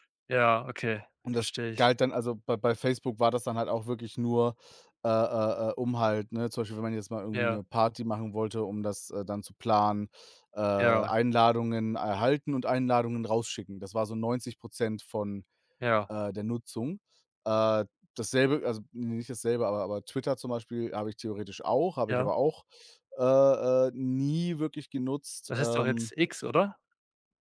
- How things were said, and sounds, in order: other background noise
- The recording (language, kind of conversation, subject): German, unstructured, Wie beeinflussen soziale Medien unsere Wahrnehmung von Nachrichten?